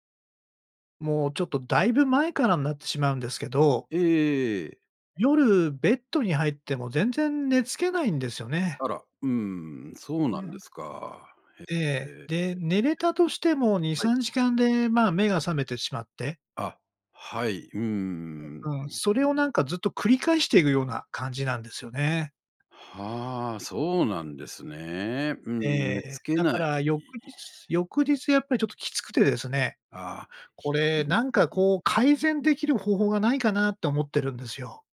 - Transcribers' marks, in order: tapping; unintelligible speech; unintelligible speech; other background noise
- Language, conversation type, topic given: Japanese, advice, 夜に何時間も寝つけないのはどうすれば改善できますか？